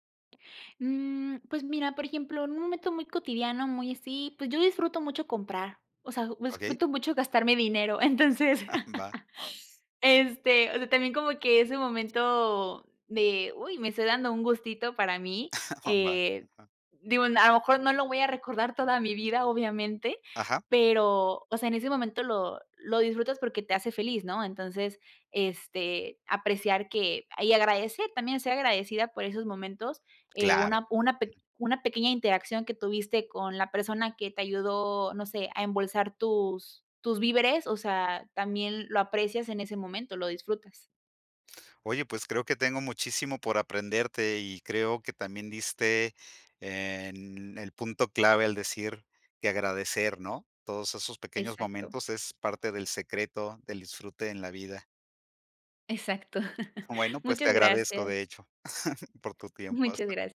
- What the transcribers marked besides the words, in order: chuckle; laughing while speaking: "entonces"; laugh; chuckle; other background noise; chuckle; chuckle; tapping
- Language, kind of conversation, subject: Spanish, podcast, ¿Qué aprendiste sobre disfrutar los pequeños momentos?